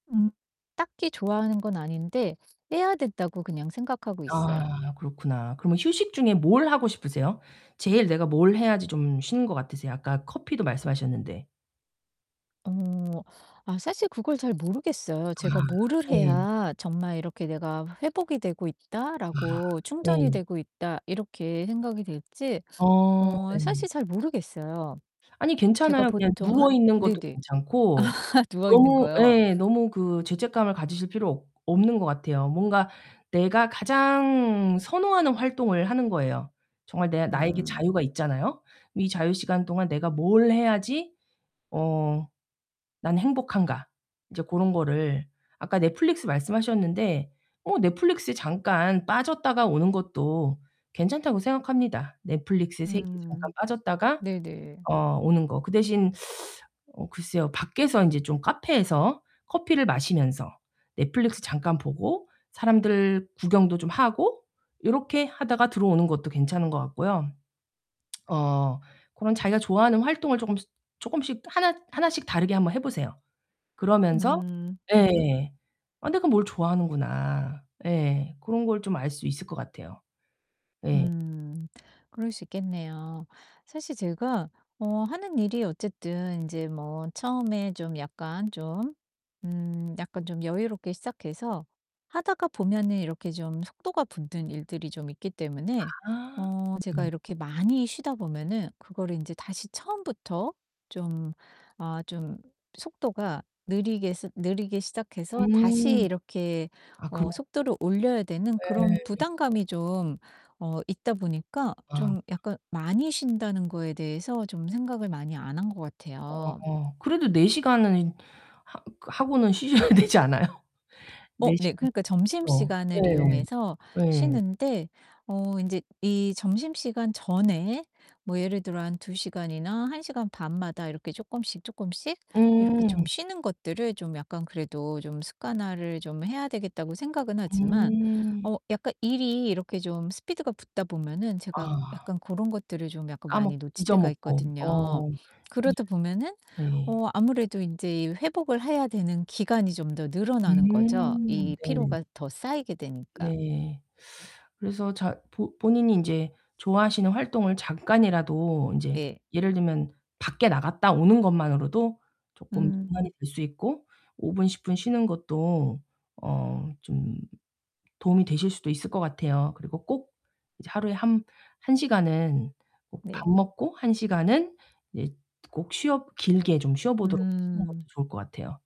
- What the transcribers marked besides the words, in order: distorted speech; other background noise; laugh; teeth sucking; tapping; laughing while speaking: "쉬셔야 되지 않아요?"
- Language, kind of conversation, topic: Korean, advice, 휴식 시간을 더 회복적으로 만들기 위해 어떻게 시작하면 좋을까요?